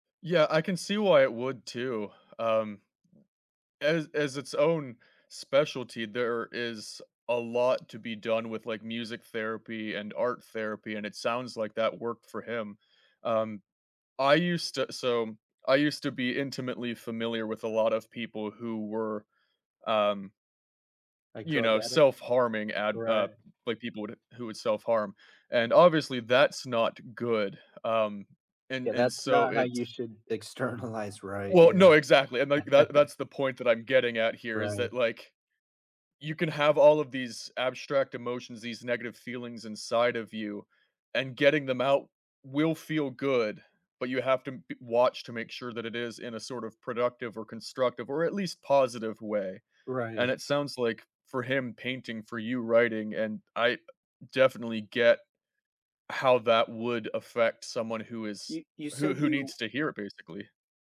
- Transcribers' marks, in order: tapping; laughing while speaking: "externalize"; other background noise; chuckle
- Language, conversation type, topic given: English, unstructured, What’s the best advice you’ve received lately?